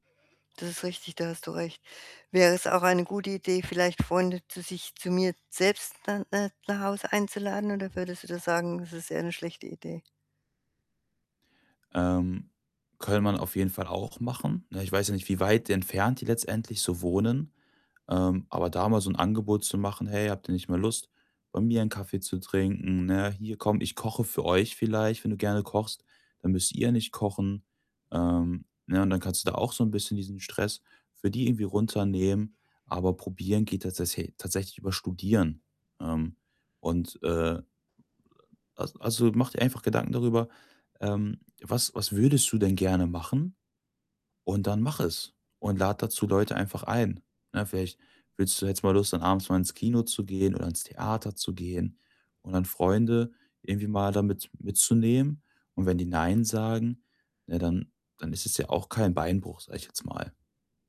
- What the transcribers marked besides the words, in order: mechanical hum; other background noise; tapping; unintelligible speech
- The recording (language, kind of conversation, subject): German, advice, Wie gehe ich mit Einsamkeit an Feiertagen um?